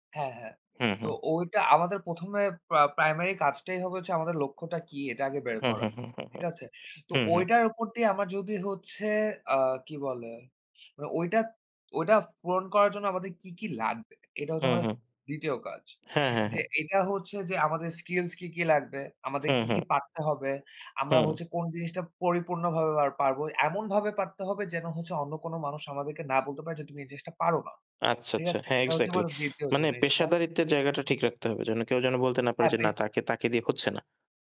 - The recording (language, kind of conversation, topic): Bengali, unstructured, আপনি কীভাবে আপনার স্বপ্নকে বাস্তবে রূপ দেবেন?
- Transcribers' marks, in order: other background noise